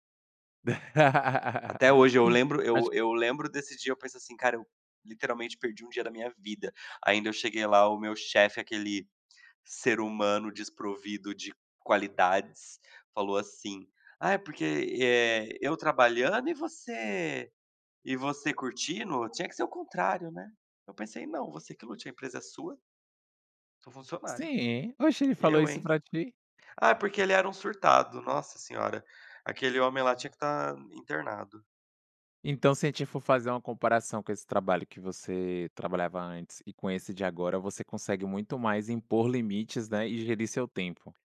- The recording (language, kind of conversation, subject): Portuguese, podcast, Como você estabelece limites entre trabalho e vida pessoal em casa?
- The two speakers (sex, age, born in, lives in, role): male, 25-29, Brazil, France, host; male, 30-34, Brazil, Portugal, guest
- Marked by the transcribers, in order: laugh; other noise; tapping; unintelligible speech